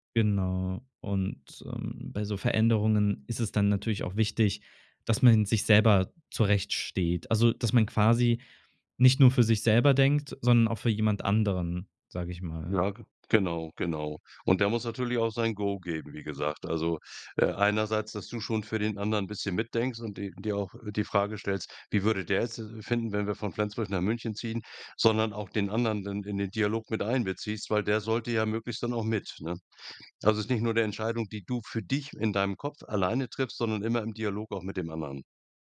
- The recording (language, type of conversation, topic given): German, podcast, Wie bleibst du authentisch, während du dich veränderst?
- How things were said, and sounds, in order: stressed: "dich"